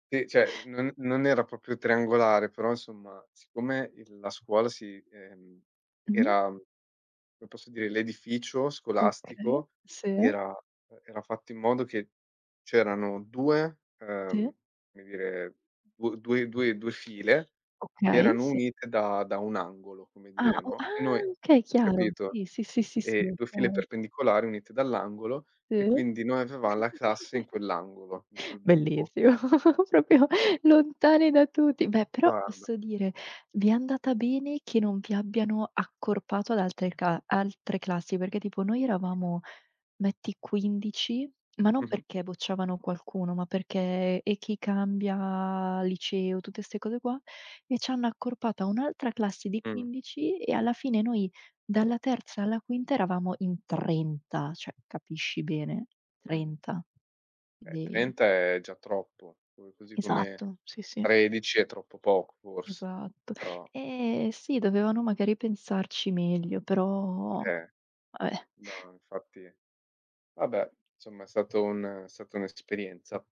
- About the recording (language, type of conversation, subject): Italian, unstructured, Hai un ricordo speciale legato a un insegnante?
- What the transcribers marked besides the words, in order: "cioè" said as "ceh"; tapping; surprised: "ah"; chuckle; "proprio" said as "propio"; unintelligible speech; "cioè" said as "ceh"; other background noise; other noise